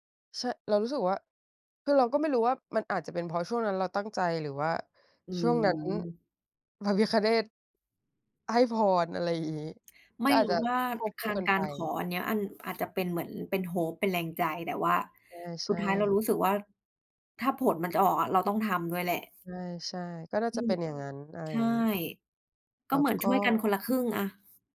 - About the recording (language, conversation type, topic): Thai, unstructured, มีทักษะอะไรที่คุณอยากเรียนรู้เพิ่มเติมไหม?
- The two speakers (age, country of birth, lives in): 20-24, Thailand, Thailand; 30-34, Thailand, Thailand
- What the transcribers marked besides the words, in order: in English: "hope"